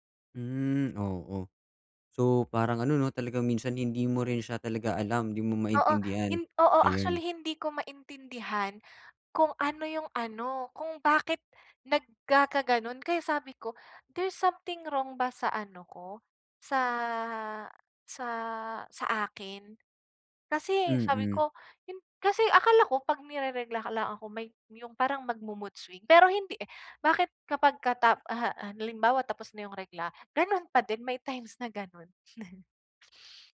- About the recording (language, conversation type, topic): Filipino, advice, Bakit hindi ako makahanap ng tamang timpla ng pakiramdam para magpahinga at mag-relaks?
- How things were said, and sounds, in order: sniff